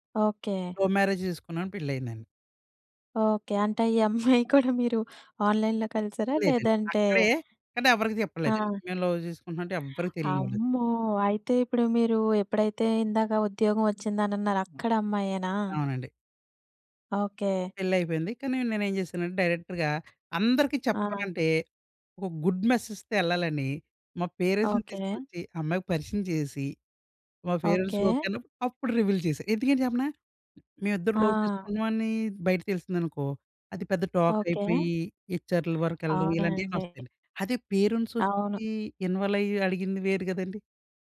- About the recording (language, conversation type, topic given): Telugu, podcast, సామాజిక మాధ్యమాలు మీ వ్యక్తిగత సంబంధాలను ఎలా మార్చాయి?
- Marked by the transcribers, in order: in English: "లవ్ మ్యారేజ్"; laughing while speaking: "అంటే ఈ అమ్మాయి కూడా మీరు"; in English: "ఆన్‌లైన్‌లో"; in English: "లవ్"; in English: "గుడ్ మెసెజ్‌తో"; in English: "పేరెంట్స్‌ని"; in English: "పేరెంట్స్‌కి"; in English: "రివీల్"; in English: "లవ్"; in English: "పేరెంట్స్"; in English: "ఇన్వాల్వ్"